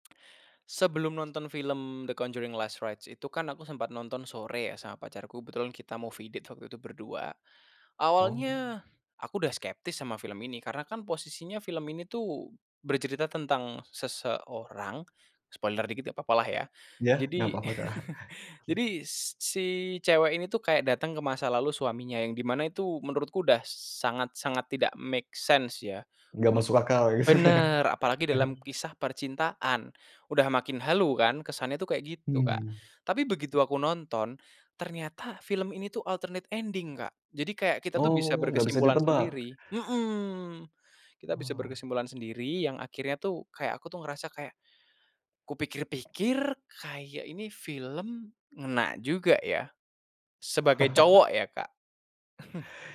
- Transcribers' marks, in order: in English: "movie date"; in English: "spoiler"; other background noise; chuckle; tapping; in English: "make sense"; laughing while speaking: "gitu ya"; chuckle; in English: "alternate ending"; chuckle; chuckle
- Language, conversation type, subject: Indonesian, podcast, Kenapa menonton di bioskop masih terasa istimewa?
- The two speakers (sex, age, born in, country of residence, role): male, 20-24, Indonesia, Indonesia, guest; male, 35-39, Indonesia, Indonesia, host